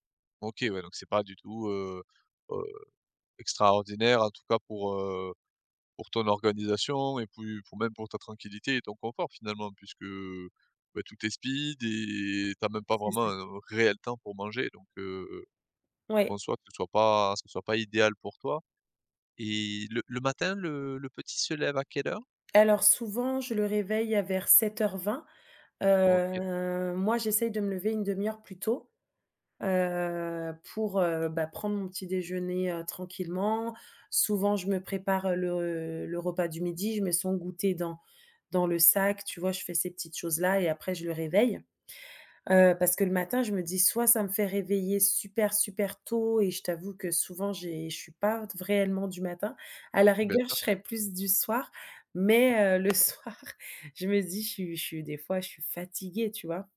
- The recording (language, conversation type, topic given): French, advice, Comment trouver du temps pour faire du sport entre le travail et la famille ?
- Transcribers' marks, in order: "puis" said as "pouis"; drawn out: "Heu"; drawn out: "heu"; laughing while speaking: "le soir"